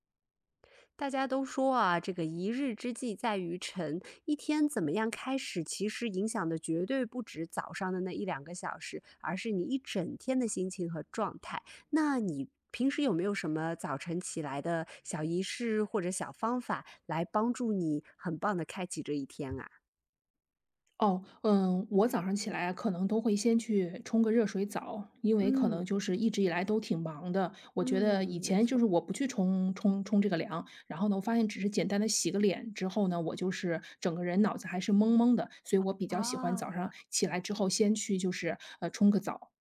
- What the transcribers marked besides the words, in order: none
- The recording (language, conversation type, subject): Chinese, podcast, 你早上通常是怎么开始新一天的？